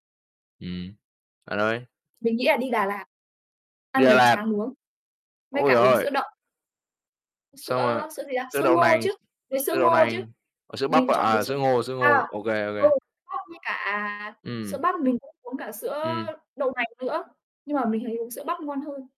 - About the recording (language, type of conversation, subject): Vietnamese, unstructured, Bạn thích ăn món gì nhất khi đi du lịch?
- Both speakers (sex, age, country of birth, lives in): female, 20-24, Vietnam, Vietnam; male, 20-24, Vietnam, Vietnam
- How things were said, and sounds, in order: other background noise; distorted speech